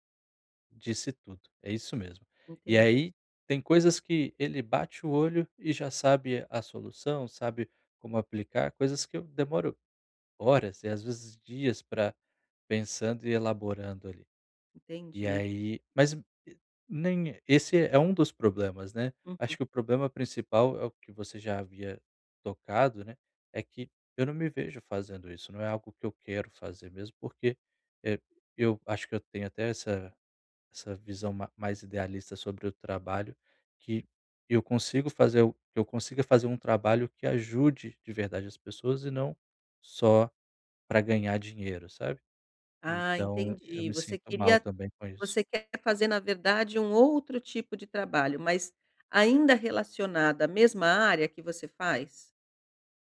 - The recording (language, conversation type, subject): Portuguese, advice, Como posso dizer não sem sentir culpa ou medo de desapontar os outros?
- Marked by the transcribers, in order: none